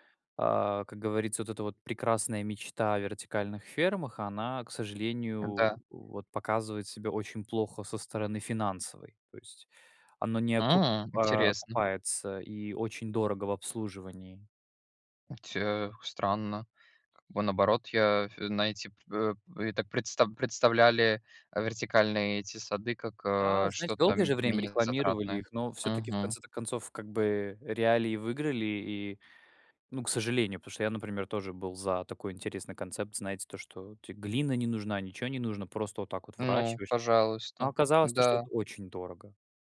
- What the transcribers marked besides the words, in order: none
- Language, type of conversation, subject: Russian, unstructured, Почему многие считают, что вегетарианство навязывается обществу?